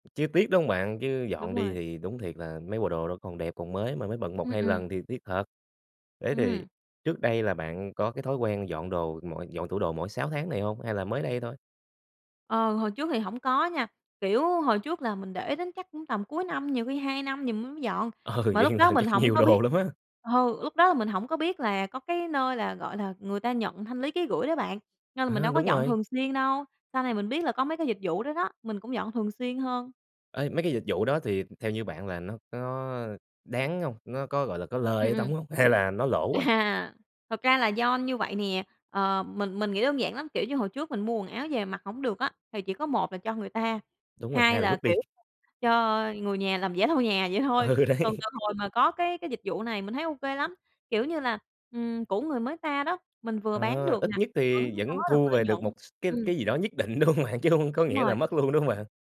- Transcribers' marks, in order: tapping; laughing while speaking: "Ừ, vậy một lần chắc nhiều đồ"; laughing while speaking: "À"; laughing while speaking: "Hay"; other background noise; laughing while speaking: "Ừ, đấy"; sniff; laughing while speaking: "đúng hông bạn? Chứ hông"; laughing while speaking: "luôn, đúng hông bạn?"
- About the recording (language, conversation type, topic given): Vietnamese, podcast, Làm thế nào để giữ tủ quần áo luôn gọn gàng mà vẫn đa dạng?